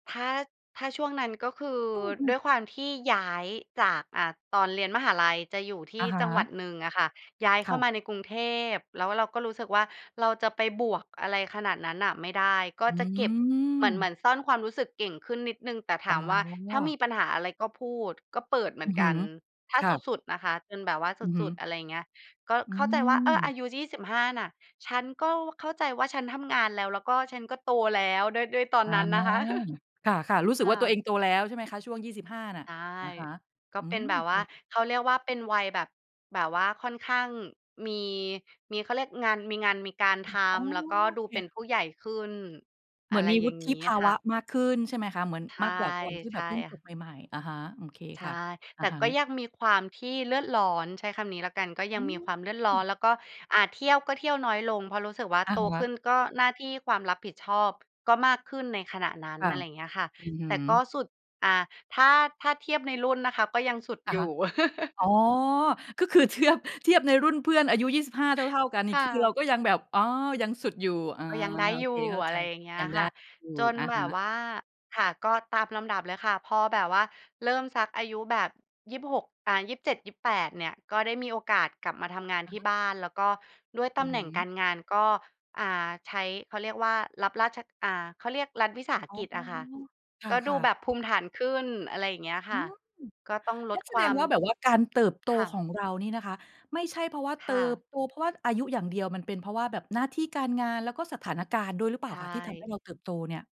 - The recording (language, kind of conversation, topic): Thai, podcast, ช่วงไหนในชีวิตที่คุณรู้สึกว่าตัวเองเติบโตขึ้นมากที่สุด และเพราะอะไร?
- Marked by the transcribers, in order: chuckle; chuckle; unintelligible speech